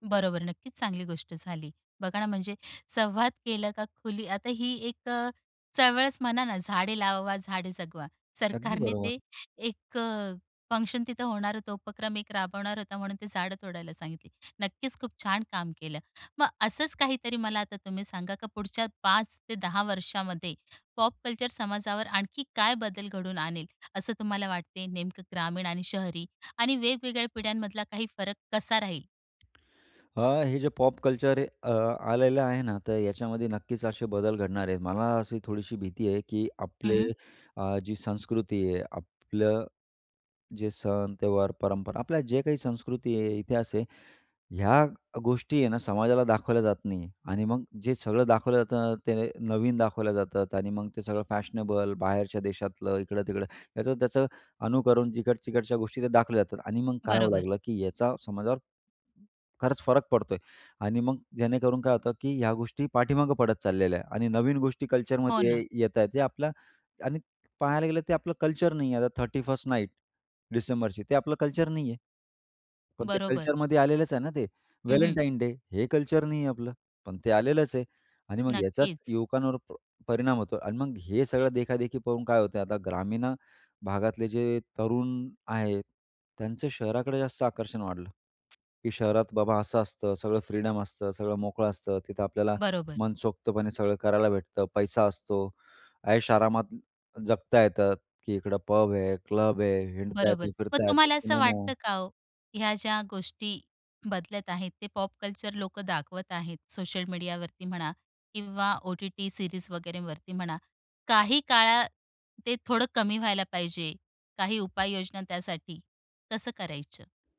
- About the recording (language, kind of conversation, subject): Marathi, podcast, पॉप संस्कृतीने समाजावर कोणते बदल घडवून आणले आहेत?
- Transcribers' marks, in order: laughing while speaking: "सरकारने ते, एक"; in English: "फंक्शन"; in English: "पॉप कल्चर"; in English: "पॉप कल्चर"; in Hindi: "त्योहार"; "अनुकरण" said as "अनुकरूण"; other background noise; in English: "कल्चरमध्ये"; in English: "कल्चर"; in English: "थर्टी फर्स्ट नाईट"; in English: "कल्चर"; in English: "कल्चरमध्ये"; in English: "व्हॅलेंटाईन डे"; in English: "कल्चर"; in English: "फ्रीडम"; in English: "पब"; in English: "पॉप कल्चर"; in English: "सीरीज"